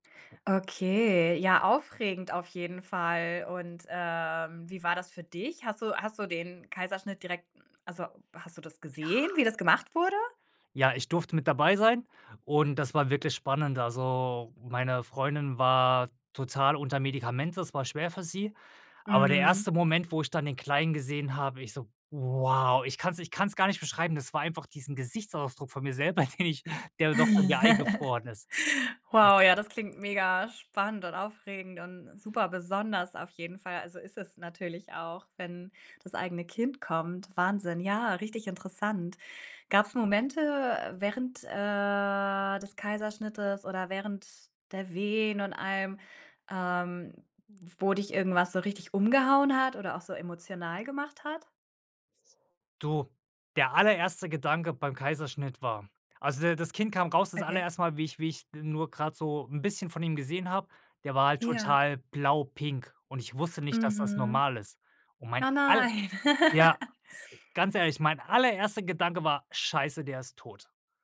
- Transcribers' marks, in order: drawn out: "ähm"; stressed: "Wow!"; laughing while speaking: "selber"; chuckle; drawn out: "äh"; drawn out: "nein"; laugh
- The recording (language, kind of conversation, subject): German, podcast, Wie hast du die Geburt deines Kindes erlebt?